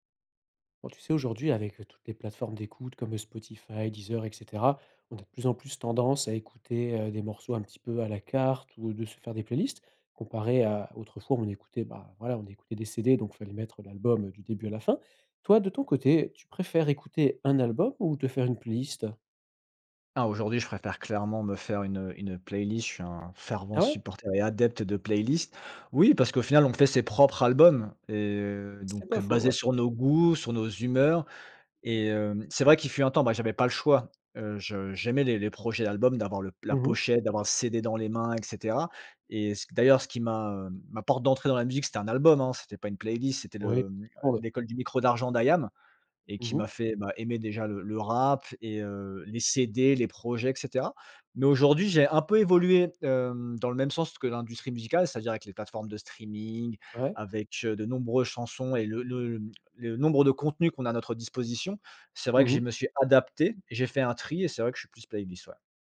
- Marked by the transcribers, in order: stressed: "fervent"; other background noise; tapping
- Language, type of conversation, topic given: French, podcast, Pourquoi préfères-tu écouter un album plutôt qu’une playlist, ou l’inverse ?